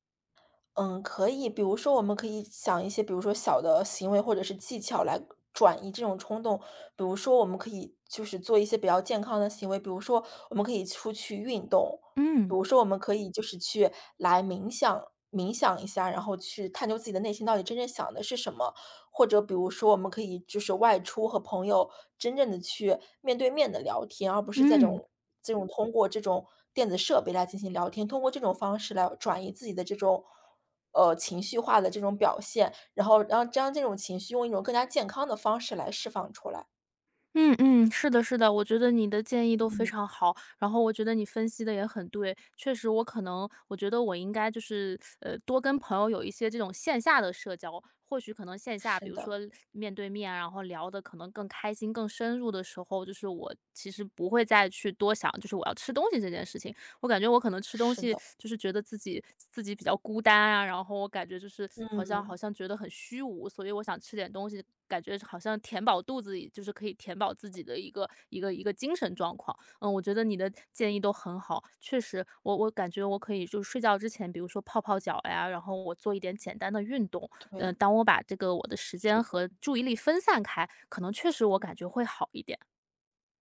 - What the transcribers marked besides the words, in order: teeth sucking
- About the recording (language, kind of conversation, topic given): Chinese, advice, 情绪化时想吃零食的冲动该怎么控制？